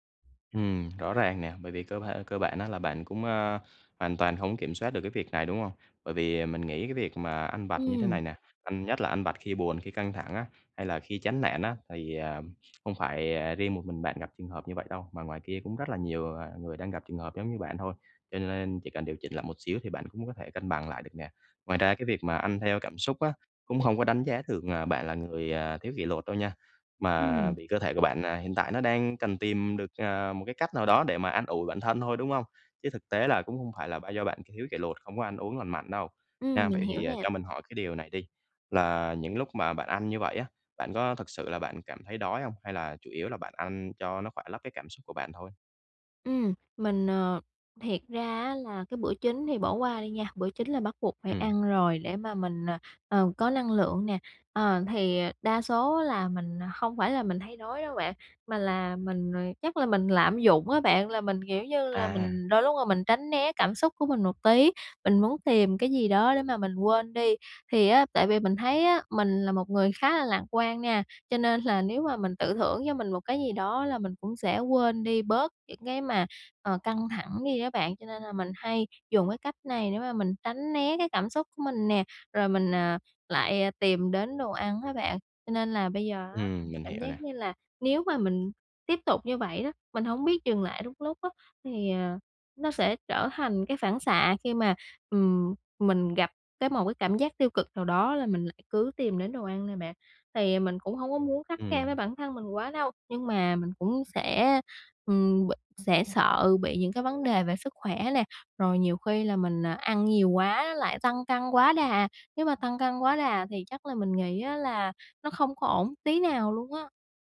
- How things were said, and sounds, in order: other background noise; tapping; laughing while speaking: "là"
- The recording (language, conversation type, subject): Vietnamese, advice, Làm sao để tránh ăn theo cảm xúc khi buồn hoặc căng thẳng?